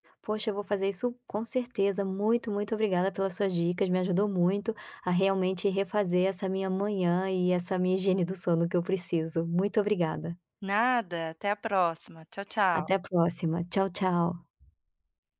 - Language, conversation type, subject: Portuguese, advice, Como posso melhorar os meus hábitos de sono e acordar mais disposto?
- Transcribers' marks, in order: chuckle